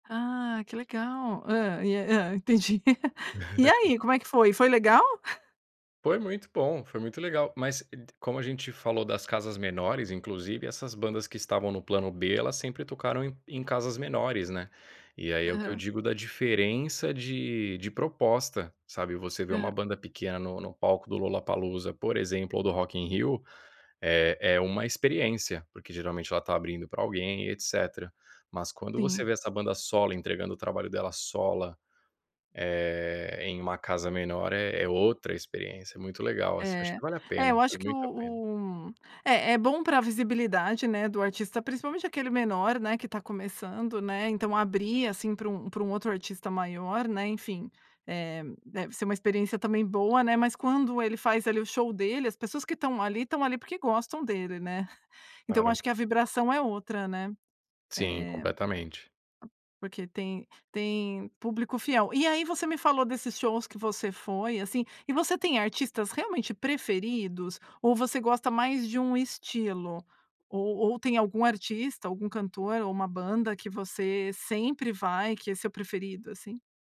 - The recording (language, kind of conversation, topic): Portuguese, podcast, Você prefere shows grandes em um estádio ou em casas menores?
- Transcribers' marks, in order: giggle; chuckle; chuckle; tapping